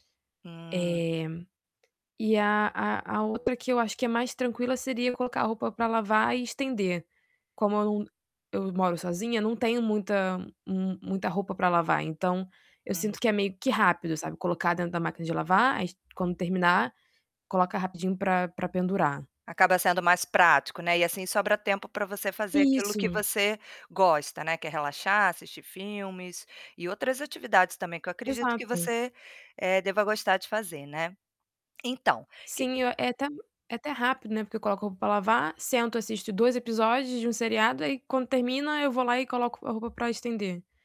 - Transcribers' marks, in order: other background noise
- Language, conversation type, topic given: Portuguese, advice, Como posso organizar o ambiente de casa para conseguir aproveitar melhor meus momentos de lazer?